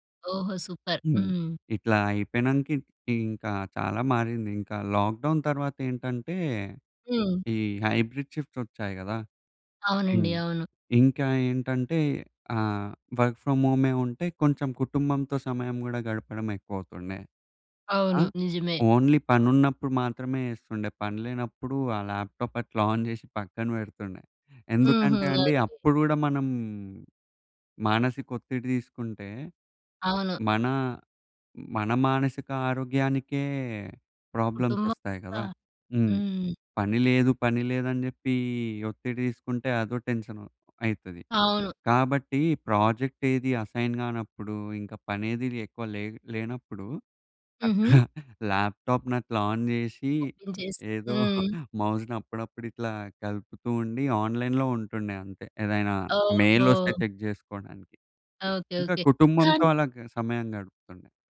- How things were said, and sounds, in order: in English: "సూపర్"; in English: "లాక్‌డౌన్"; in English: "హైబ్రిడ్ షిఫ్ట్స్"; in English: "వర్క్ ఫ్రామ్"; in English: "ఓన్లీ"; in English: "ల్యాప్‌టాప్"; in English: "ఆన్"; tapping; in English: "ప్రాబ్లమ్స్"; in English: "టెన్షన్"; in English: "ప్రాజెక్ట్"; in English: "అసైన్"; chuckle; in English: "ల్యాప్‌టాప్‌ని"; in English: "ఆన్"; chuckle; in English: "మౌస్‍ని"; in English: "ఓపెన్"; in English: "ఆన్లైన్‍లో"; in English: "మెయిల్"; in English: "చెక్"
- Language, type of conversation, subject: Telugu, podcast, పని వల్ల కుటుంబానికి సమయం ఇవ్వడం ఎలా సమతుల్యం చేసుకుంటారు?